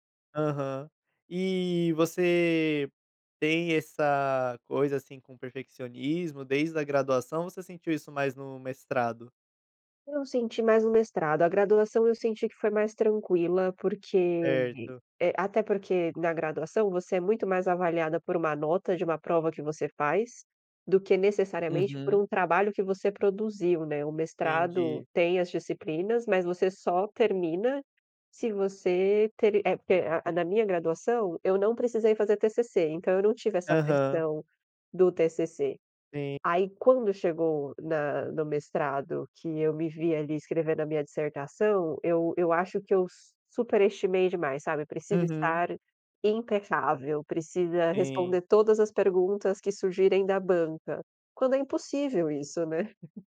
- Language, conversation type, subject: Portuguese, podcast, O que você faz quando o perfeccionismo te paralisa?
- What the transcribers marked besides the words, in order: laugh